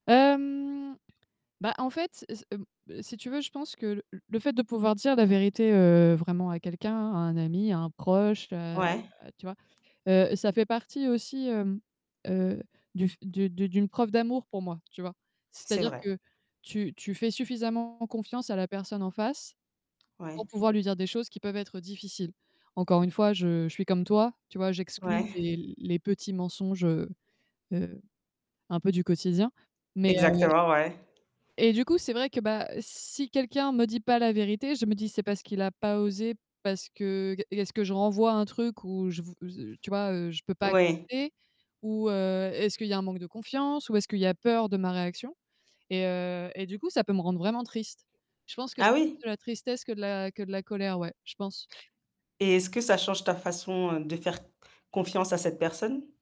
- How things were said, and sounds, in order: static; tapping; distorted speech; other background noise
- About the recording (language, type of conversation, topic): French, unstructured, Est-ce important pour toi de toujours dire la vérité ?
- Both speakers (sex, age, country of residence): female, 30-34, France; female, 35-39, Spain